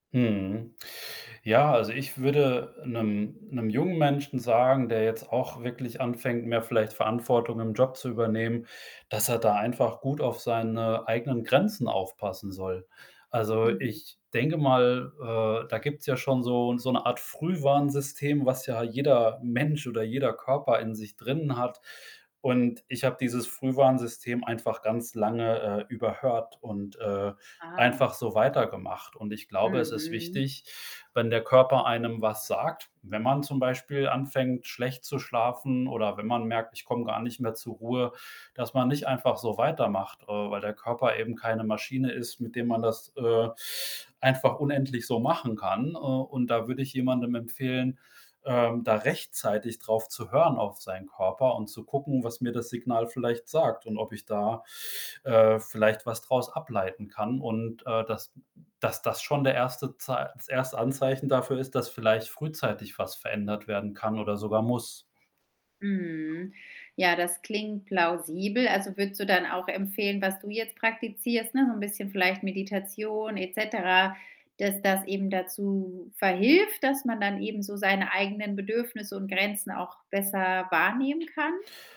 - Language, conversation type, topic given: German, podcast, Wie wichtig ist dir eine gute Balance zwischen Job und Leidenschaft?
- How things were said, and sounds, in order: static; other background noise